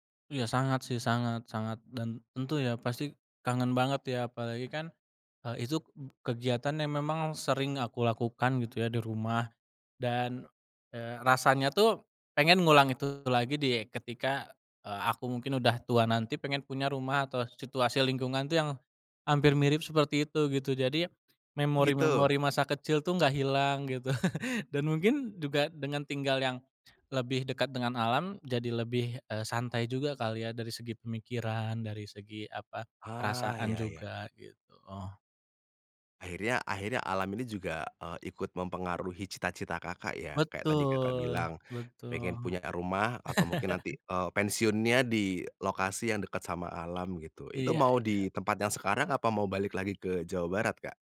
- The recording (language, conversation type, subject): Indonesian, podcast, Bagaimana alam memengaruhi cara pandang Anda tentang kebahagiaan?
- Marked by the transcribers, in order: chuckle; tapping; chuckle